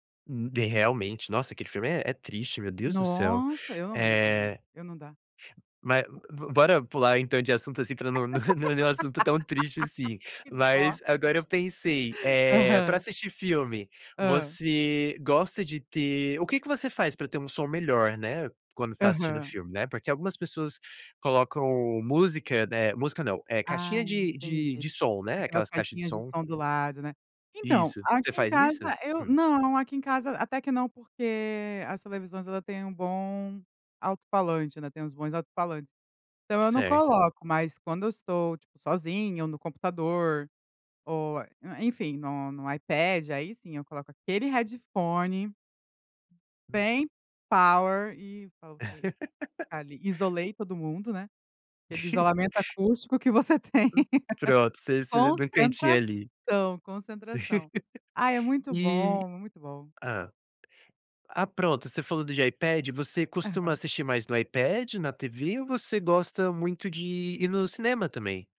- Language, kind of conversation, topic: Portuguese, podcast, Por que as trilhas sonoras são tão importantes em um filme?
- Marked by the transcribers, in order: tapping; laugh; in English: "power"; laugh; laugh; laughing while speaking: "que você tem"; laugh